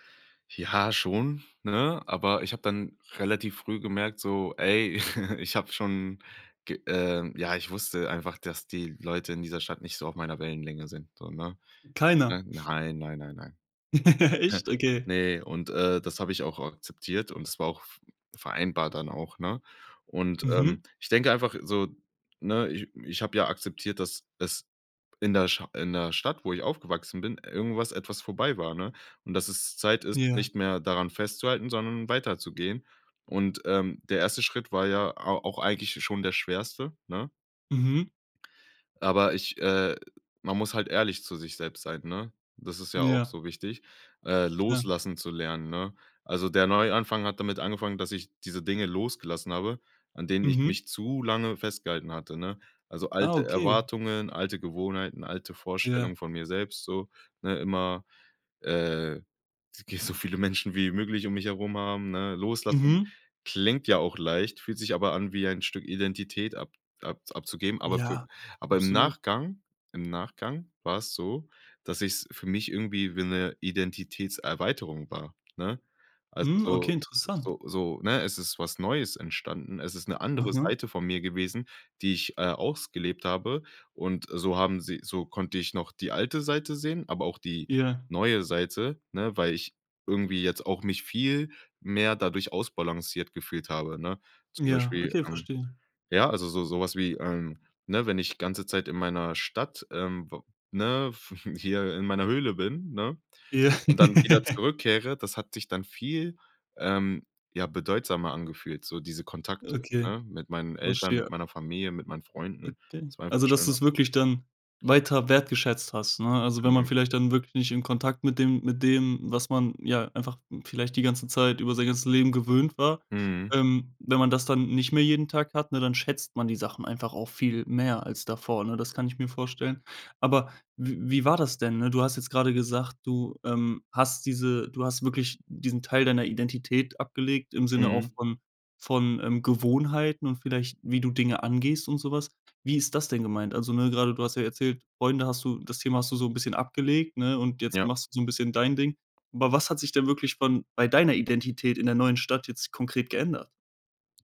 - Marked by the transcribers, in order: chuckle; chuckle; stressed: "zu"; laughing while speaking: "wenn's geht so viele Menschen"; surprised: "Mhm, okay, interessant"; laughing while speaking: "hier"; laugh
- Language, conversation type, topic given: German, podcast, Wie hast du einen Neuanfang geschafft?